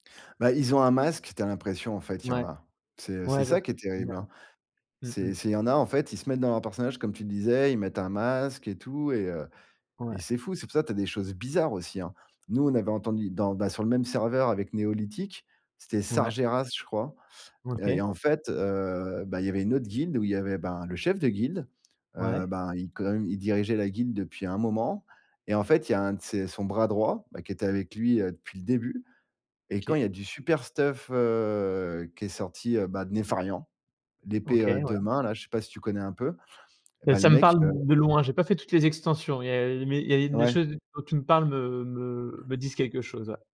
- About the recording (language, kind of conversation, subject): French, podcast, Comment savoir si une amitié en ligne est sincère ?
- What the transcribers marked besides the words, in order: other background noise; stressed: "bizarres"; in English: "stuff"